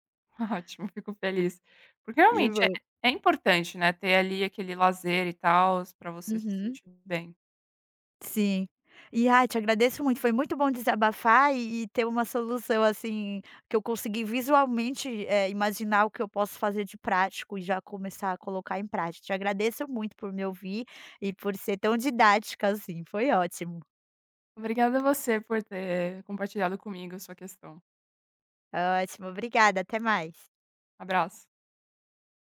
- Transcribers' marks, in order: none
- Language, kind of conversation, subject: Portuguese, advice, Como identificar assinaturas acumuladas que passam despercebidas no seu orçamento?